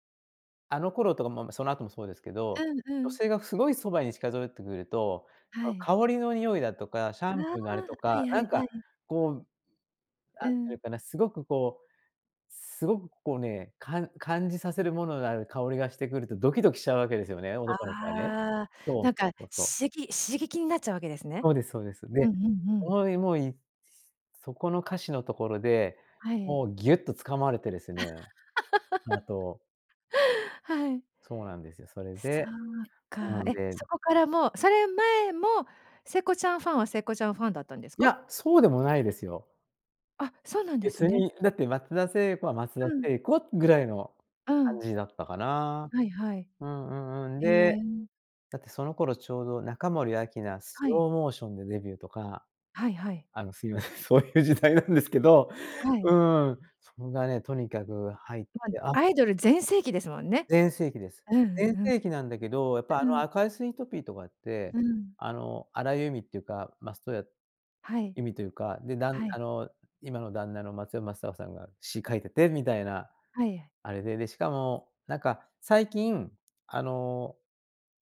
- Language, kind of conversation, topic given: Japanese, podcast, 心に残っている曲を1曲教えてもらえますか？
- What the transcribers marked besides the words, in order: "近寄" said as "ちかぞい"; unintelligible speech; laugh; other noise; laughing while speaking: "すいません、そういう時代なんですけど"